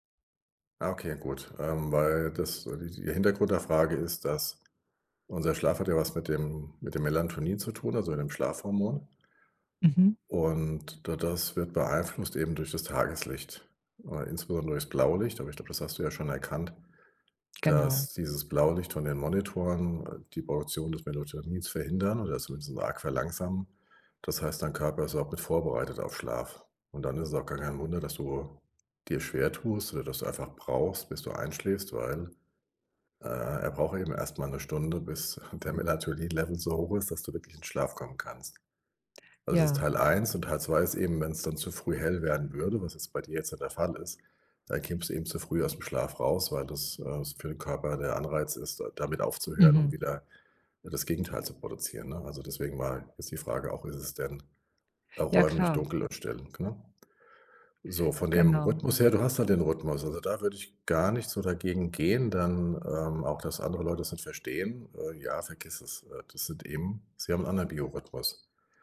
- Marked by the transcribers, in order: chuckle
- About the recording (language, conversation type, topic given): German, advice, Wie kann ich trotz abendlicher Gerätenutzung besser einschlafen?